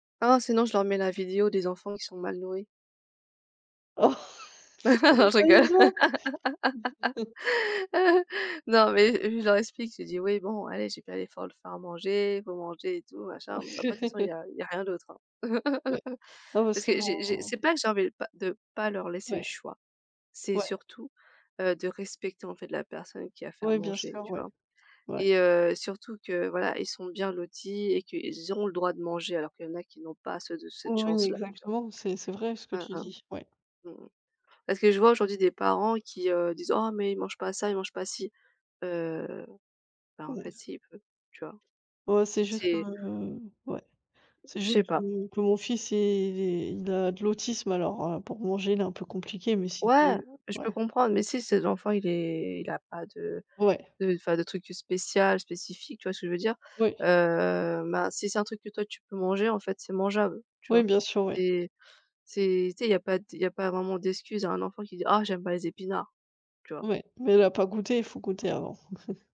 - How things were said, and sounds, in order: unintelligible speech; laughing while speaking: "Non, je rigole"; tapping; chuckle; chuckle
- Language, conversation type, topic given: French, unstructured, Qu’est-ce qui te motive à essayer une nouvelle recette ?